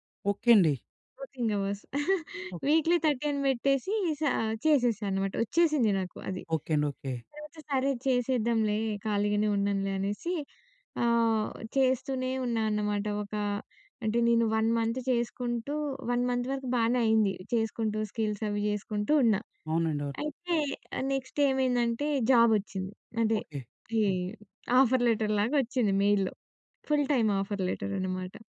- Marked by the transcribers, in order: in English: "వర్కింగ్ అవర్స్ వీక్లీ థర్టీన్"; chuckle; in English: "వన్ మంత్"; in English: "వన్ మంత్"; in English: "నెక్స్ట్"; tapping; other background noise; in English: "ఆఫర్ లెటర్"; in English: "మెయిల్‌లో. ఫుల్ టైమ్ ఆఫర్"
- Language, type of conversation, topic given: Telugu, podcast, మల్టీటాస్కింగ్ చేయడం మానేసి మీరు ఏకాగ్రతగా పని చేయడం ఎలా అలవాటు చేసుకున్నారు?